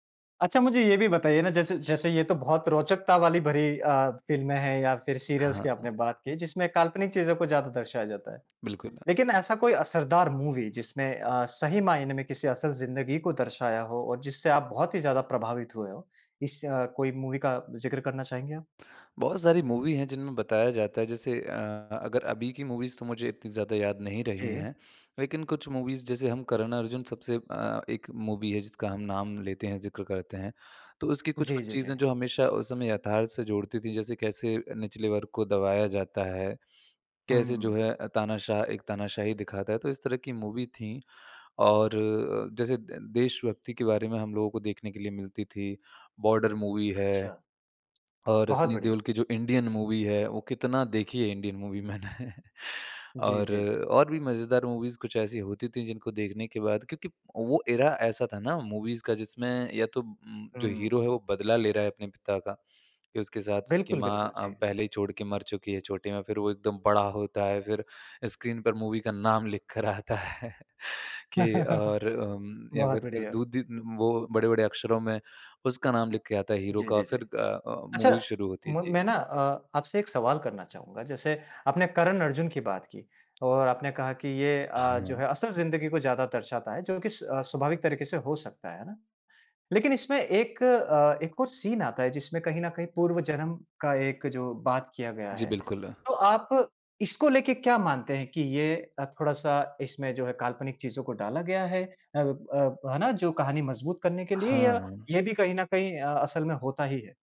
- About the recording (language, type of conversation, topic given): Hindi, podcast, किस फिल्म ने आपको असल ज़िंदगी से कुछ देर के लिए भूलाकर अपनी दुनिया में खो जाने पर मजबूर किया?
- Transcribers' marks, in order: in English: "सीरियल्स"; in English: "मूवी"; in English: "मूवी"; in English: "मूवी"; in English: "मूवीज़"; in English: "मूवीज़"; in English: "मूवी"; in English: "मूवी"; in English: "मूवी"; in English: "मूवी"; laughing while speaking: "मैंने"; in English: "मूवीज़"; in English: "एरा"; in English: "मूवीज़"; in English: "स्क्रीन"; in English: "मूवी"; laughing while speaking: "आता है"; laugh; in English: "मूवी"